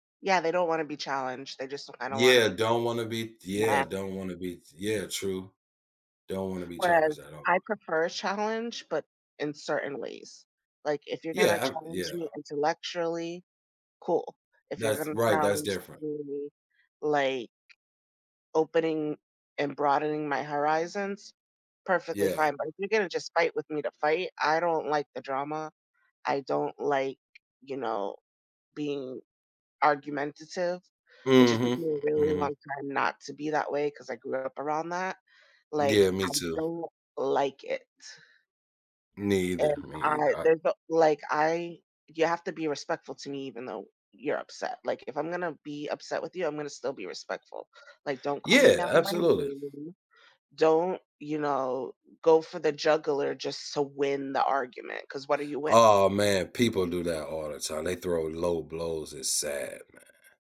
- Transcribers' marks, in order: unintelligible speech; other background noise
- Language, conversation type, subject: English, unstructured, What helps couples maintain a strong connection as the years go by?
- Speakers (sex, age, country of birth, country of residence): female, 35-39, United States, United States; male, 40-44, United States, United States